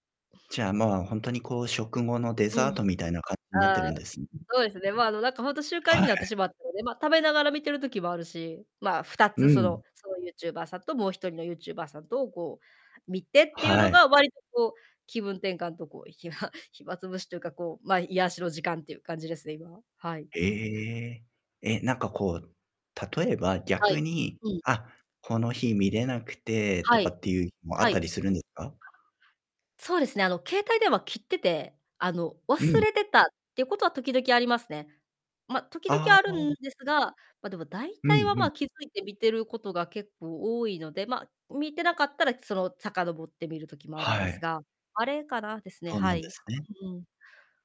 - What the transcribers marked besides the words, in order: distorted speech
- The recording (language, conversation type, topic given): Japanese, podcast, 食後に必ずすることはありますか？